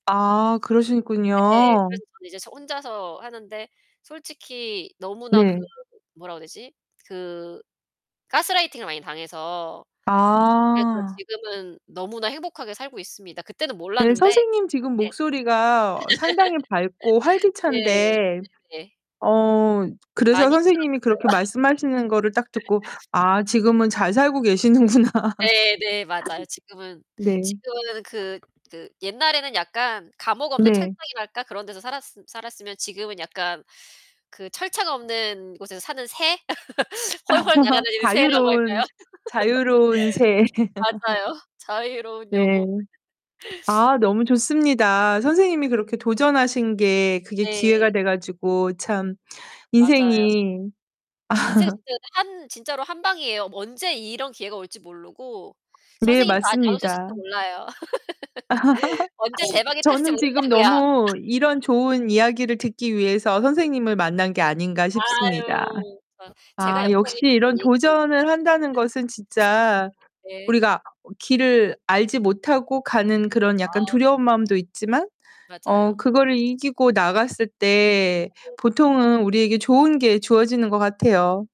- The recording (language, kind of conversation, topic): Korean, unstructured, 처음으로 무언가에 도전했던 경험은 무엇인가요?
- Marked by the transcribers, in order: distorted speech; other background noise; laugh; laugh; laughing while speaking: "계시는구나.'"; laugh; laugh; laugh; laugh; laugh; laugh; unintelligible speech; laugh